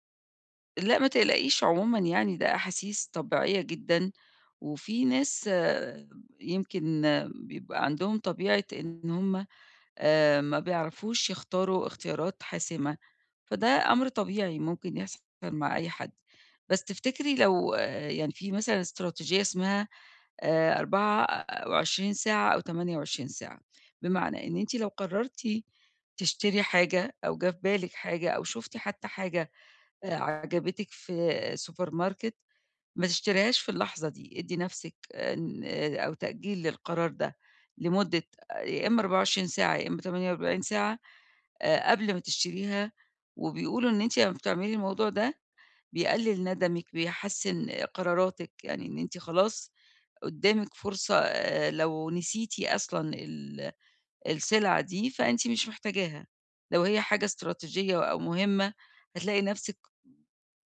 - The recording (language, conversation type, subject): Arabic, advice, إزاي أفرق بين الحاجة الحقيقية والرغبة اللحظية وأنا بتسوق وأتجنب الشراء الاندفاعي؟
- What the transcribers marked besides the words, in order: in English: "سوبر ماركت"